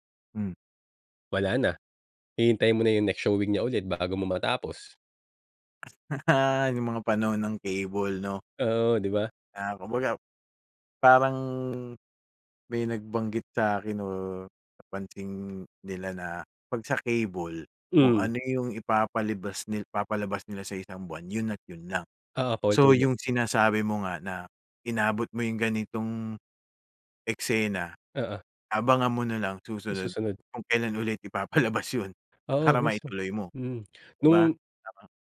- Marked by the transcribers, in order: laugh; other background noise; laughing while speaking: "ipapalabas yun para maituloy mo"
- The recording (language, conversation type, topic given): Filipino, podcast, Paano ka pumipili ng mga palabas na papanoorin sa mga platapormang pang-estriming ngayon?